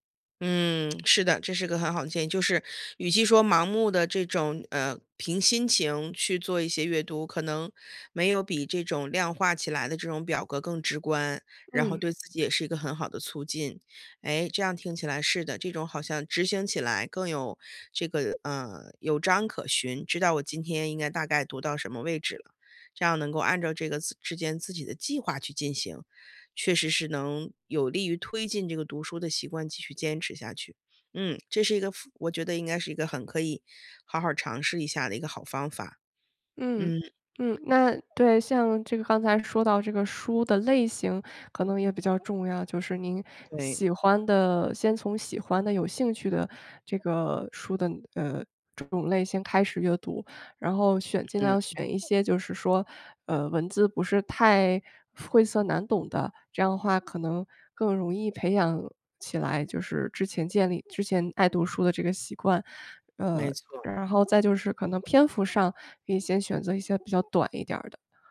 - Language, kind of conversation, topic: Chinese, advice, 我努力培养好习惯，但总是坚持不久，该怎么办？
- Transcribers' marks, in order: none